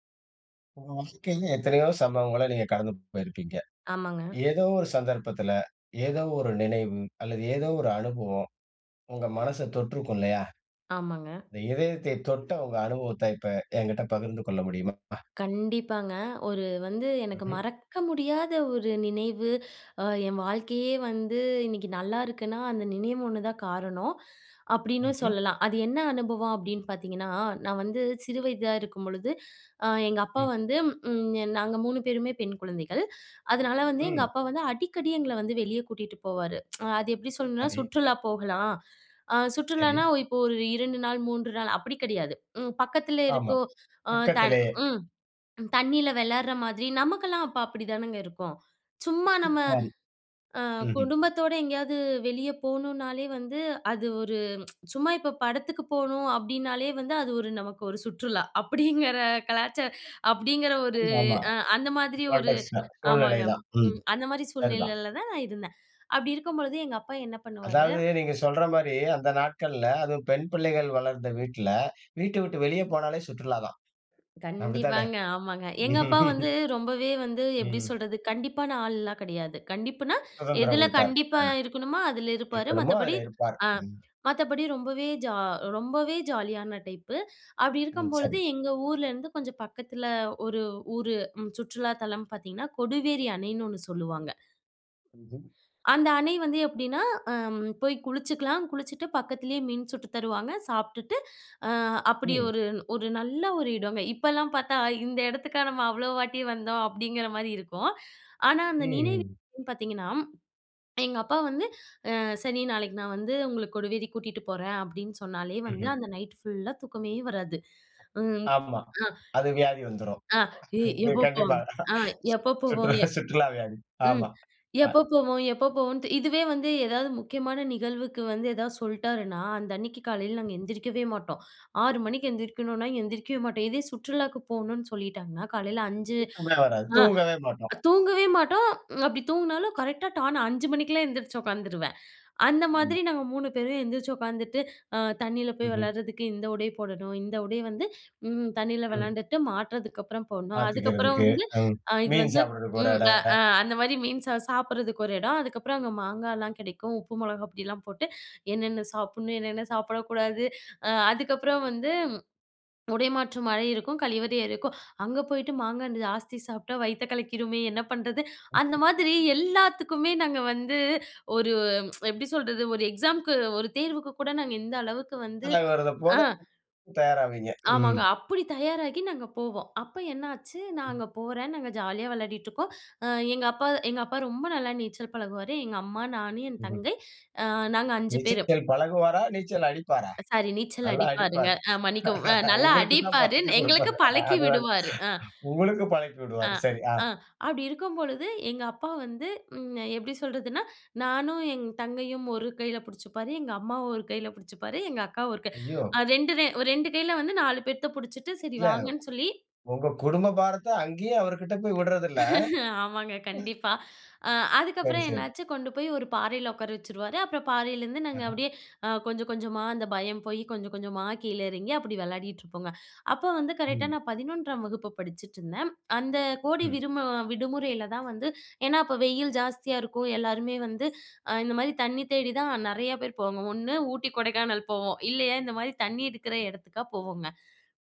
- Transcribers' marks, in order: in English: "பிக்னிக்"; laughing while speaking: "அப்படீங்கிற கலாச்சா"; in English: "கான்டெக்ஸ்ட்னா"; other background noise; laugh; in English: "டைப்பு"; laughing while speaking: "கண்டிப்பா, சுற்றுலா சுற்றுலா வியாதி. ஆமா. க"; joyful: "இதே சுற்றுலாவுக்கு போகணுன்னு சொல்லிட்டாங்கன்னா, காலையில … கலக்கிருமே, என்ன பண்ணுறது?"; "ஆட" said as "அட"; other noise; unintelligible speech; laughing while speaking: "உங்களுக்கு தான் பழக்கி குடுப்பாரு அது அதானே?"; laughing while speaking: "ஆமாங்க. கண்டிப்பா"; chuckle
- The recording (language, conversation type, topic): Tamil, podcast, உங்களுக்கு மனதைத் தொடும் ஒரு நினைவு அல்லது அனுபவத்தைப் பகிர முடியுமா?